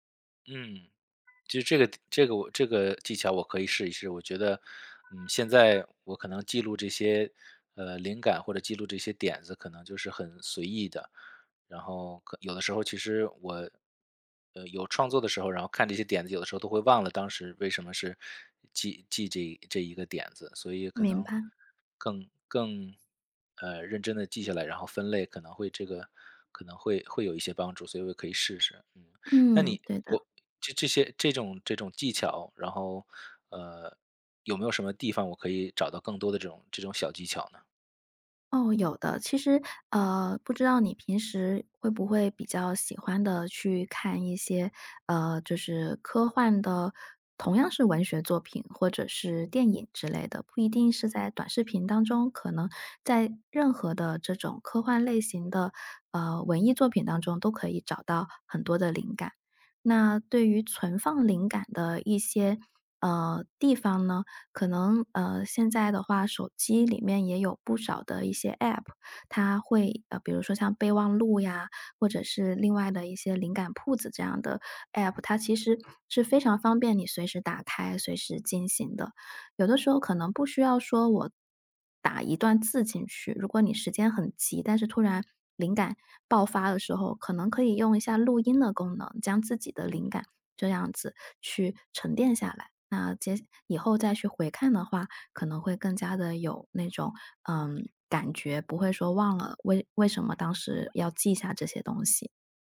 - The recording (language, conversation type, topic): Chinese, advice, 为什么我的创作计划总是被拖延和打断？
- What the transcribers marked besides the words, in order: siren